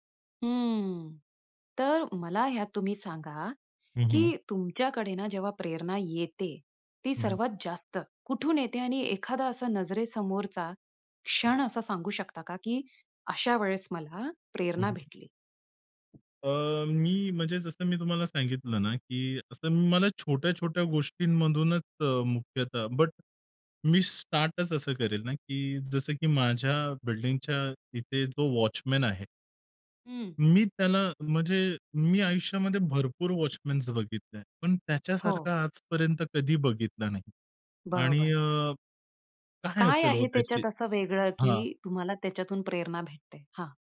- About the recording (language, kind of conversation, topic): Marathi, podcast, प्रेरणा तुम्हाला मुख्यतः कुठून मिळते, सोप्या शब्दात सांगा?
- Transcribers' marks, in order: drawn out: "हं"; other background noise; in English: "बट"; in English: "स्टार्टच"